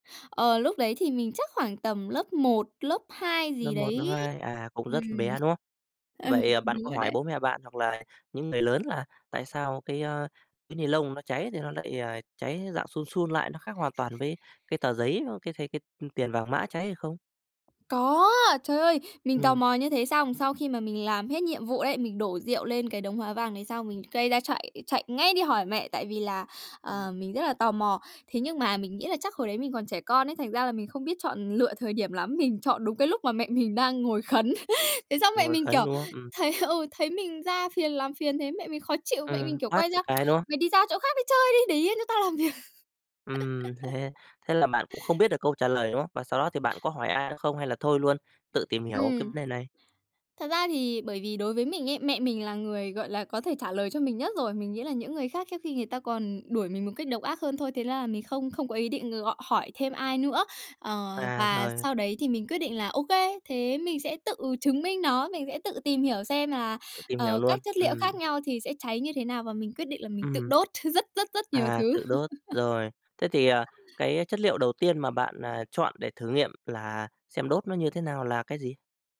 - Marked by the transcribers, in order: other background noise; laughing while speaking: "Ừ"; tapping; chuckle; tsk; laughing while speaking: "thế"; laughing while speaking: "việc"; laugh; chuckle
- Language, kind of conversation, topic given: Vietnamese, podcast, Bạn có nhớ lần đầu tiên mình thật sự tò mò về một điều gì đó không?